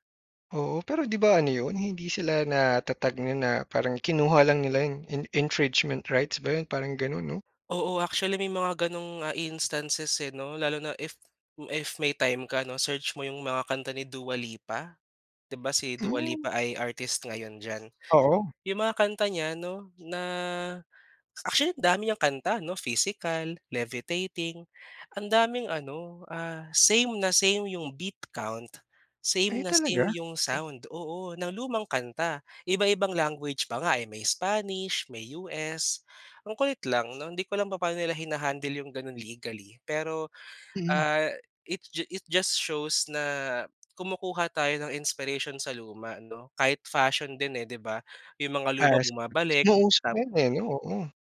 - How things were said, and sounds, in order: in English: "infringement rigths"; in English: "beat count"; in English: "it just shows"
- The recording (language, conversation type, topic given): Filipino, podcast, Mas gusto mo ba ang mga kantang nasa sariling wika o mga kantang banyaga?